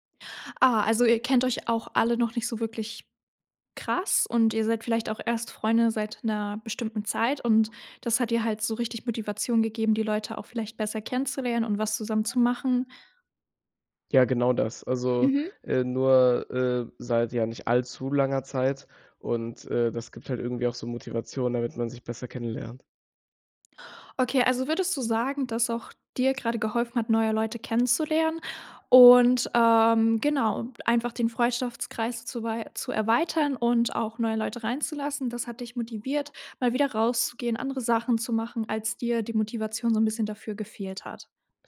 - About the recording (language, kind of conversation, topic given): German, podcast, Was tust du, wenn dir die Motivation fehlt?
- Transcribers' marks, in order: other background noise